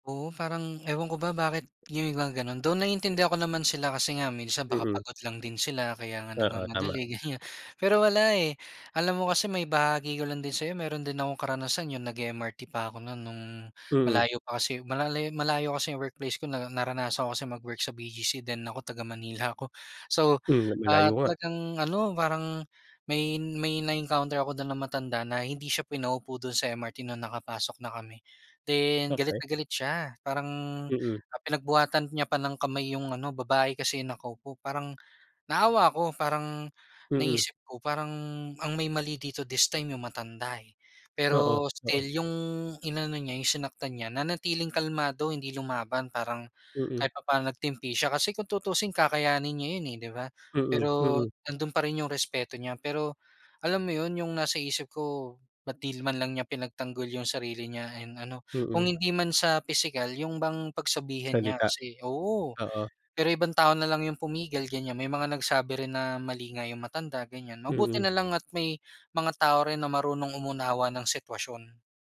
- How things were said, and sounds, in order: none
- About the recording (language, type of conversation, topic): Filipino, podcast, Paano ninyo ipinapakita ang paggalang sa mga matatanda?